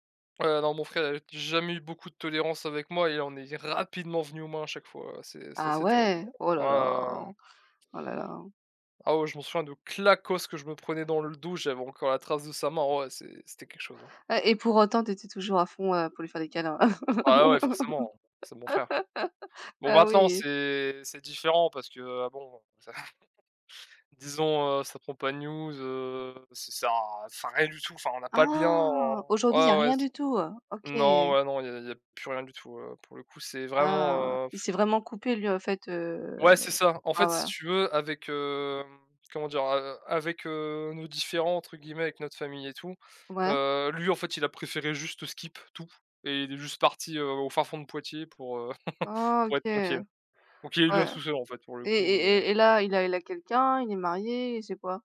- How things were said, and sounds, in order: stressed: "rapidement"; stressed: "claquosse"; laugh; chuckle; tapping; chuckle
- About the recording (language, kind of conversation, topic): French, unstructured, Quel est ton meilleur souvenir d’enfance ?